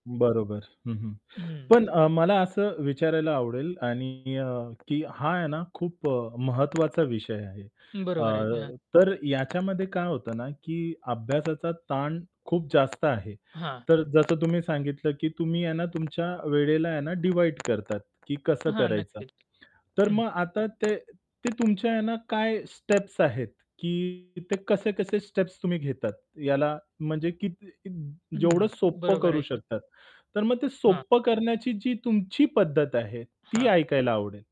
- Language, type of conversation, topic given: Marathi, podcast, शिकताना ताण-तणाव कमी करण्यासाठी तुम्ही काय करता?
- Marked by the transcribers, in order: distorted speech; tapping; other background noise; in English: "डिव्हाइड"; in English: "स्टेप्स"; in English: "स्टेप्स"